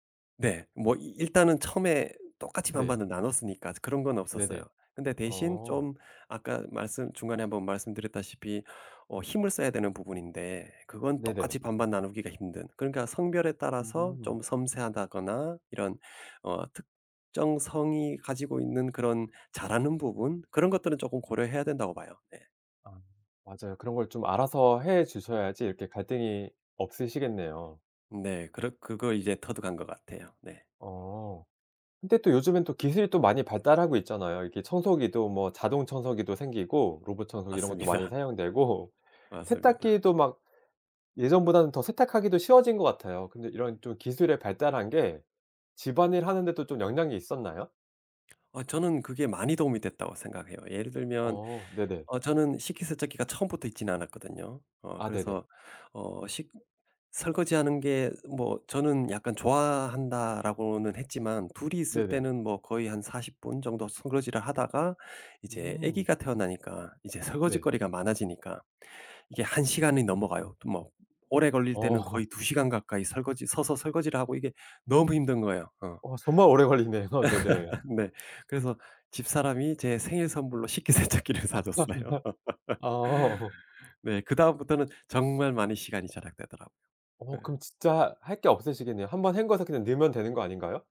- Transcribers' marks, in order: laughing while speaking: "맞습니다"; laughing while speaking: "사용되고"; tapping; laughing while speaking: "어"; laughing while speaking: "오래 걸리네요"; laugh; laughing while speaking: "식기세척기를 사줬어요"; laugh; laughing while speaking: "아"; laugh
- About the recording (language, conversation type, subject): Korean, podcast, 집안일 분담은 보통 어떻게 정하시나요?